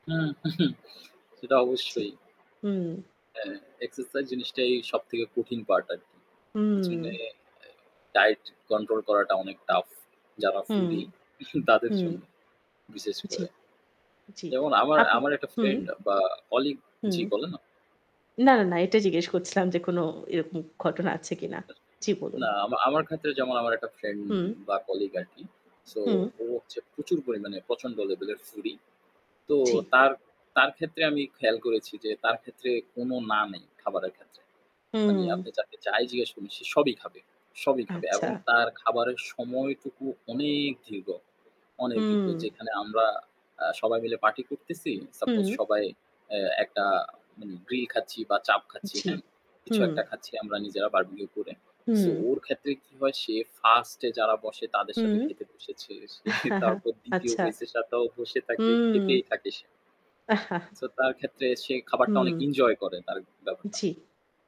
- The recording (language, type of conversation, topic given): Bengali, unstructured, কোন খাবার আপনাকে সব সময় সুখ দেয়?
- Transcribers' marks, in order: static; scoff; chuckle; other noise; tapping; laughing while speaking: "সে"; chuckle; chuckle